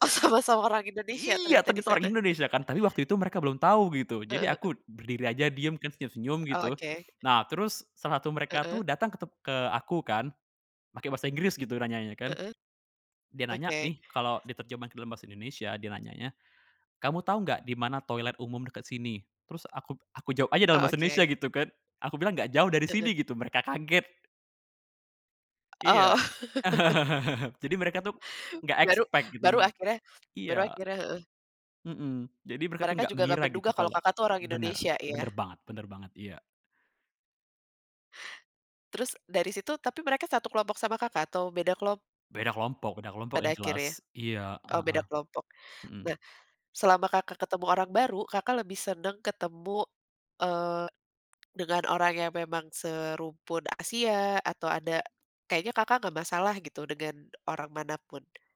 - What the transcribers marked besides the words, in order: laughing while speaking: "Oh, sama-sama"; surprised: "Iya"; chuckle; tapping; laugh; chuckle; in English: "expect"
- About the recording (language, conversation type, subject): Indonesian, podcast, Bagaimana kamu biasanya mencari teman baru saat bepergian, dan apakah kamu punya cerita seru?